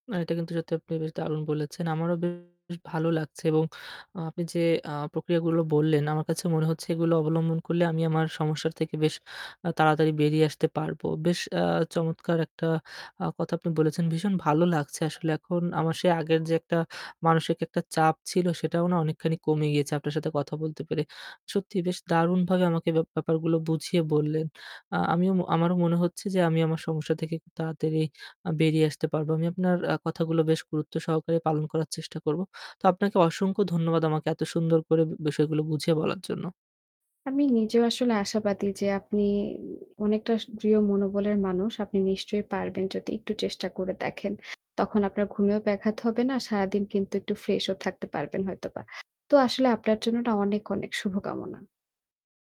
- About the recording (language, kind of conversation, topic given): Bengali, advice, দীর্ঘদিন ধরে ঘুম না হওয়া ও সারাদিন ক্লান্তি নিয়ে আপনার অভিজ্ঞতা কী?
- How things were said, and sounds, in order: distorted speech